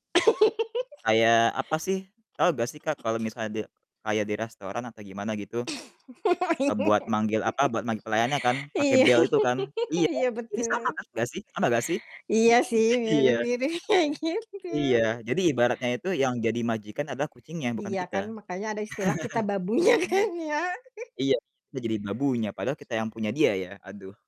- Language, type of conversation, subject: Indonesian, unstructured, Kebiasaan lucu apa yang pernah kamu lihat dari hewan peliharaan?
- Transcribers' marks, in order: giggle; laugh; other background noise; laughing while speaking: "iya"; static; laugh; distorted speech; laughing while speaking: "gitu kayak gitu"; chuckle; laughing while speaking: "babunya kan ya?"